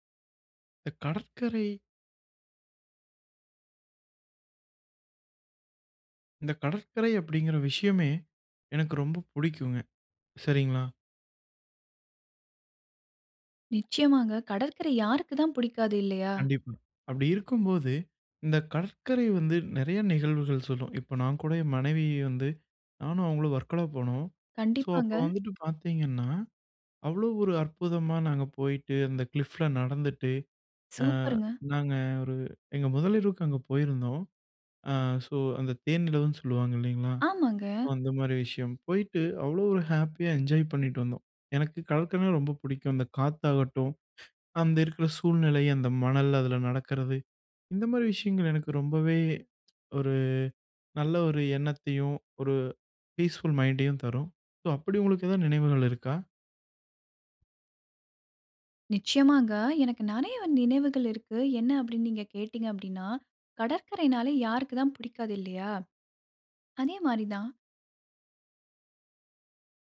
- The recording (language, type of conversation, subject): Tamil, podcast, உங்களின் கடற்கரை நினைவொன்றை பகிர முடியுமா?
- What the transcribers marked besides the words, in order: surprised: "நிச்சயமாங்க. கடற்கரை யாருக்கு தான் பிடிக்காது இல்லையா!"; in English: "கிளிஃப்"; breath; in English: "ஃபீஸ்ஃபுல்"